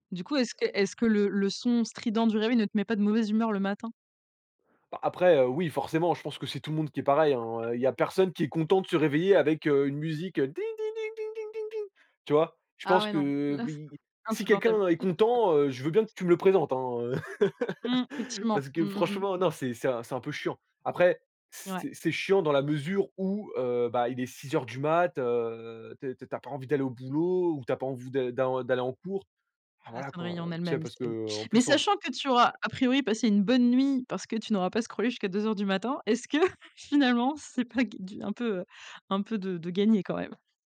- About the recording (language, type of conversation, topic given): French, podcast, Comment fais-tu pour déconnecter le soir ?
- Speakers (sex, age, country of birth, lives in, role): female, 30-34, France, France, host; male, 20-24, France, France, guest
- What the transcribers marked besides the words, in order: unintelligible speech; chuckle; laugh; "matin" said as "mat"; "envie" said as "envoue"; tapping; in English: "scrollé"; chuckle